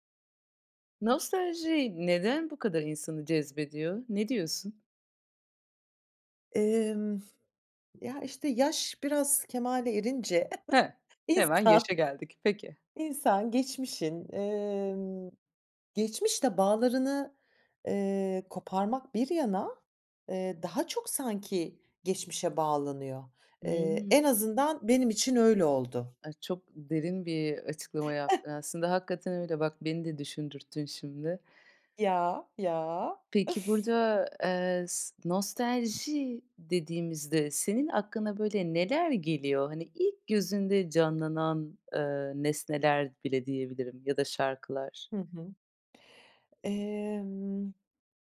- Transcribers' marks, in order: laughing while speaking: "erince"; chuckle; tapping; other noise
- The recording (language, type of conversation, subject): Turkish, podcast, Nostalji neden bu kadar insanı cezbediyor, ne diyorsun?